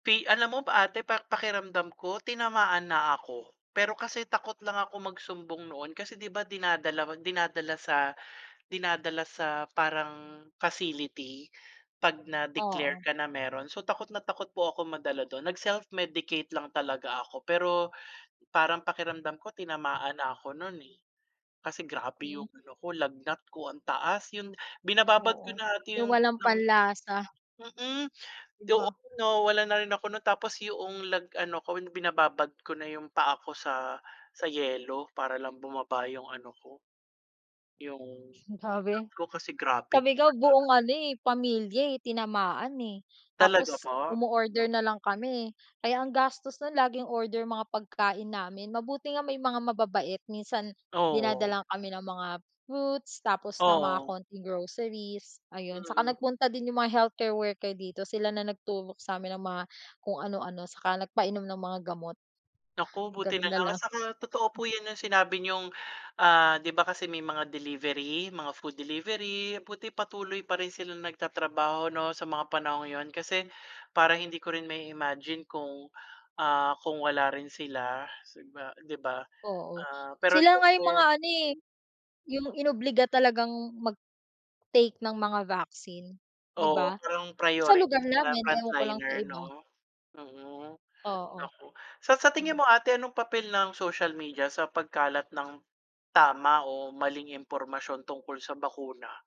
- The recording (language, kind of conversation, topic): Filipino, unstructured, Ano ang masasabi mo tungkol sa pagkalat ng maling impormasyon tungkol sa bakuna?
- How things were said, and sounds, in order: other background noise; tapping; unintelligible speech; sniff; chuckle